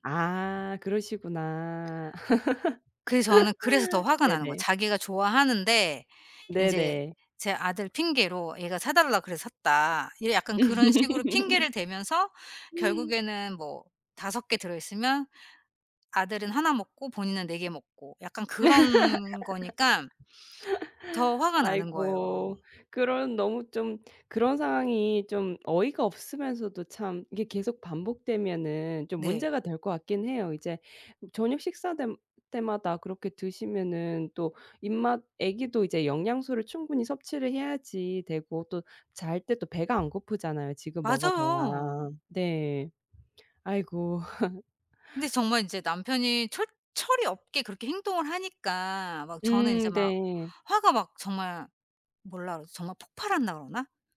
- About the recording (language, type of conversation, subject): Korean, advice, 사소한 일에 과도하게 화가 나는 상황
- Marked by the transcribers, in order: other background noise; laugh; laugh; laugh; laugh